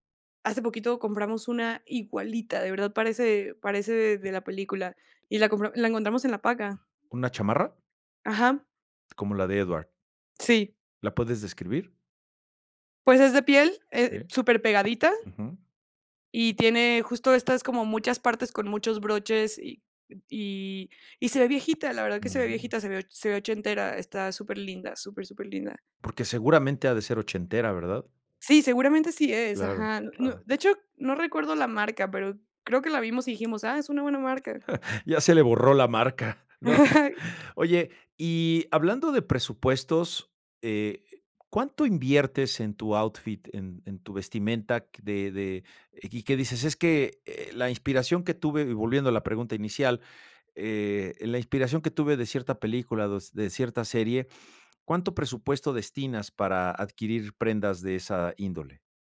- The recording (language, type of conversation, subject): Spanish, podcast, ¿Qué película o serie te inspira a la hora de vestirte?
- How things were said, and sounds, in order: other background noise; chuckle